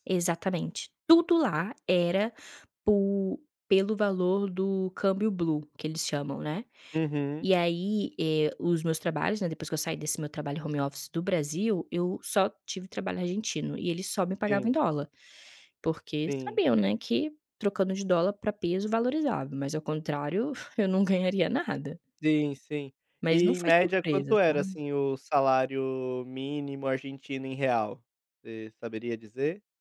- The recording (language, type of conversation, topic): Portuguese, podcast, Como você decidiu adiar um sonho para colocar as contas em dia?
- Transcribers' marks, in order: tapping; in English: "blue"; in English: "home office"; chuckle